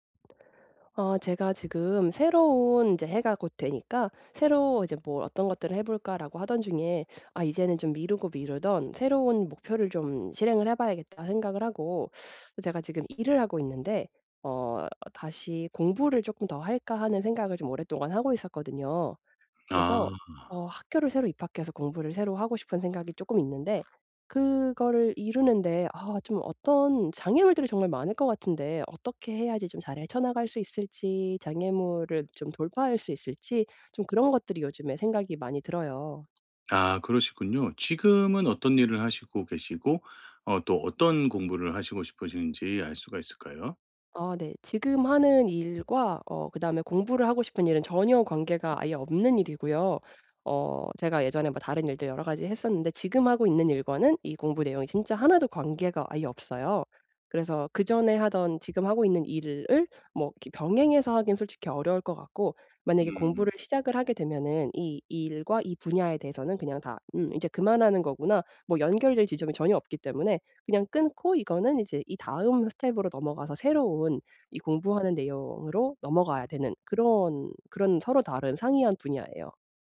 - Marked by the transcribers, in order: other background noise
- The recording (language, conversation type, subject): Korean, advice, 내 목표를 이루는 데 어떤 장애물이 생길 수 있나요?